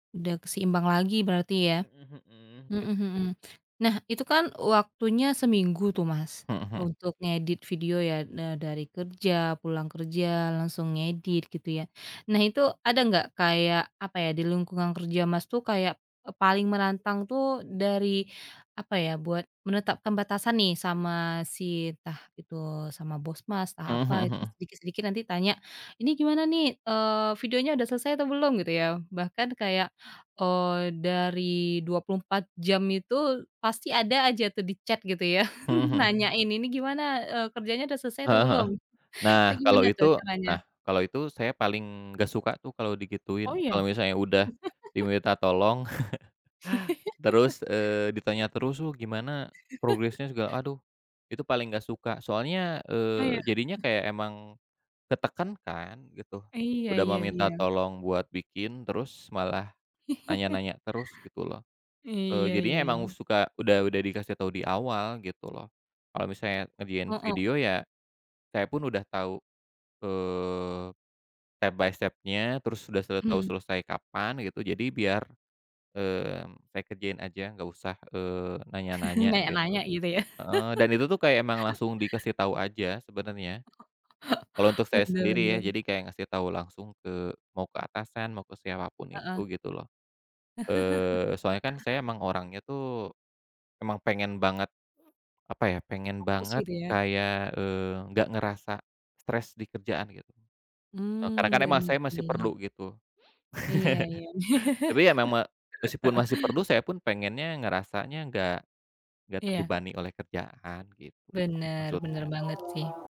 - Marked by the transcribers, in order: in English: "chat"; laughing while speaking: "ya"; other background noise; laugh; chuckle; laugh; chuckle; tapping; chuckle; in English: "step by step-nya"; chuckle; laugh; chuckle; laugh; laugh; background speech
- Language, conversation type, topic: Indonesian, podcast, Bagaimana kamu mengatur keseimbangan antara pekerjaan dan kehidupan pribadi?